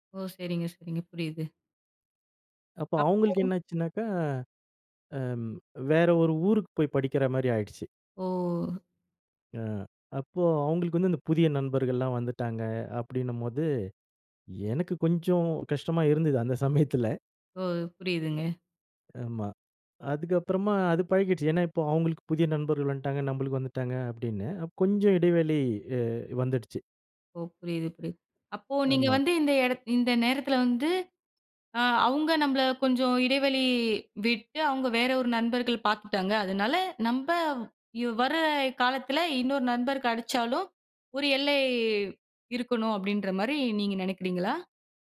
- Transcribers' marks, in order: drawn out: "ஓ!"; laughing while speaking: "அந்த சமயத்துல"; other background noise
- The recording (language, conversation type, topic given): Tamil, podcast, நண்பர்கள் இடையே எல்லைகள் வைத்துக் கொள்ள வேண்டுமா?